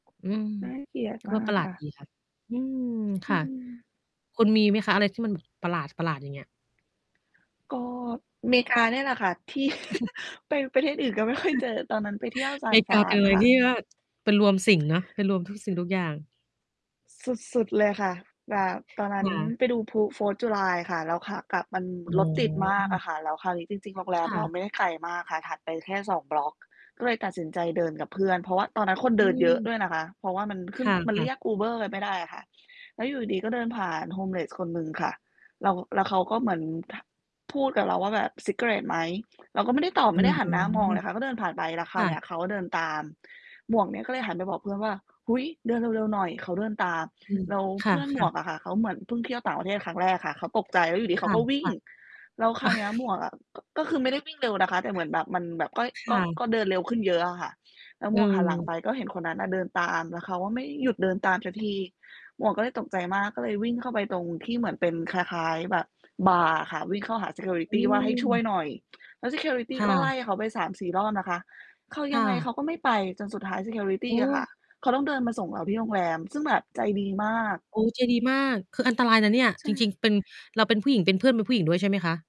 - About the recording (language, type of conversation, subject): Thai, unstructured, คุณเคยเจอวัฒนธรรมอะไรในทริปไหนที่ทำให้คุณรู้สึกประหลาดใจที่สุด?
- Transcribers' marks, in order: tapping; distorted speech; other background noise; static; laughing while speaking: "ที่"; chuckle; in English: "Fourth July"; in English: "homeless"; in English: "ซิกาเร็ตต์"; chuckle; in English: "ซีเคียวริตี"; in English: "ซีเคียวริตี"; in English: "ซีเคียวริตี"